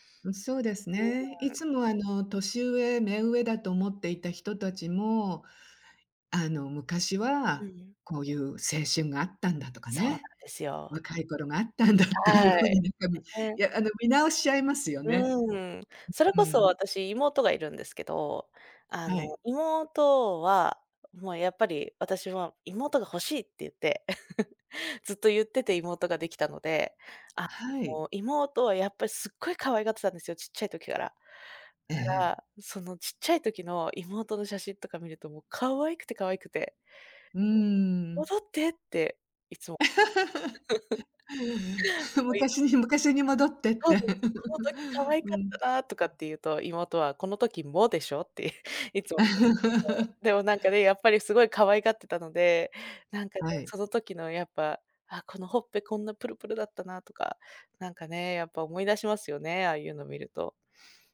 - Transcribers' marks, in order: unintelligible speech; laughing while speaking: "あったんだっていうふうに"; other background noise; chuckle; laugh; giggle; chuckle; laughing while speaking: "昔に、昔に戻ってって"; laugh; stressed: "も"; chuckle; laugh
- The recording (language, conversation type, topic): Japanese, podcast, 家族の昔の写真を見ると、どんな気持ちになりますか？